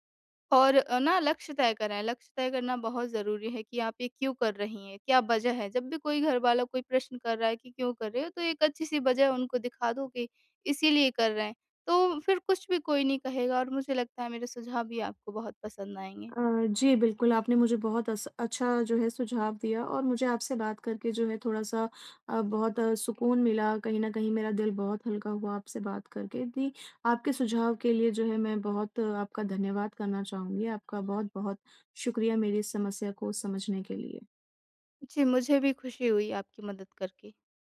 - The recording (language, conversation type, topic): Hindi, advice, समय की कमी होने पर मैं अपने शौक कैसे जारी रख सकता/सकती हूँ?
- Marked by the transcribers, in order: tapping